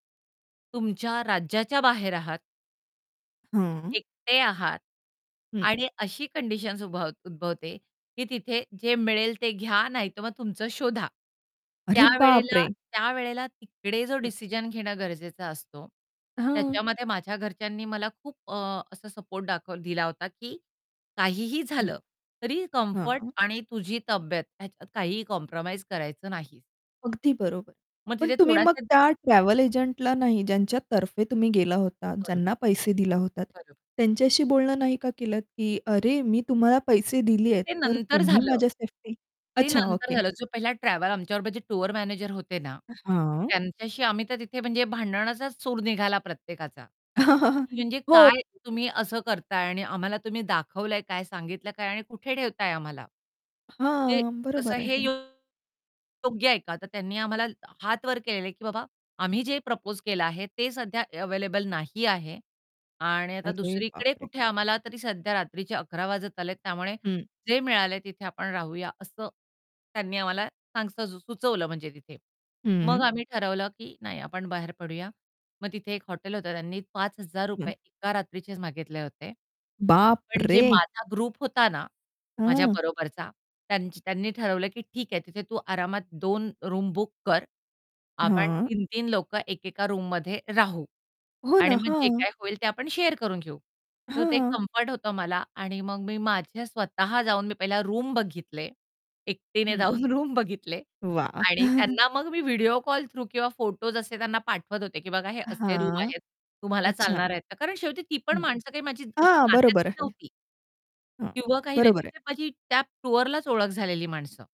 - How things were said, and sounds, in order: other background noise; tapping; distorted speech; surprised: "अरे बापरे!"; in English: "कॉम्प्रोमाईज"; static; chuckle; in English: "प्रपोज"; surprised: "बाप रे!"; in English: "ग्रुप"; in English: "रूम"; in English: "रूममध्ये"; in English: "शेअर"; in English: "रूम"; laughing while speaking: "जाऊन"; in English: "रूम"; in English: "थ्रू"; chuckle; in English: "रूम"
- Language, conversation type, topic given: Marathi, podcast, रात्री एकट्याने राहण्यासाठी ठिकाण कसे निवडता?